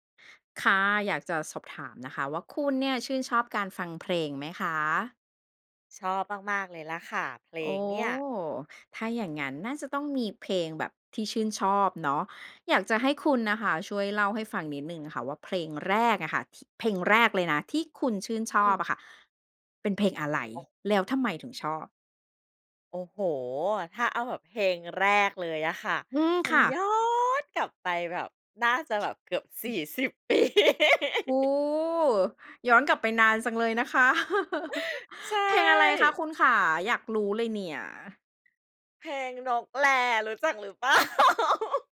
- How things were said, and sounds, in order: stressed: "ย้อน"; other background noise; laughing while speaking: "ปี"; laugh; chuckle; tapping; laughing while speaking: "เปล่า ?"; laugh
- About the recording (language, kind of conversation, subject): Thai, podcast, คุณยังจำเพลงแรกที่คุณชอบได้ไหม?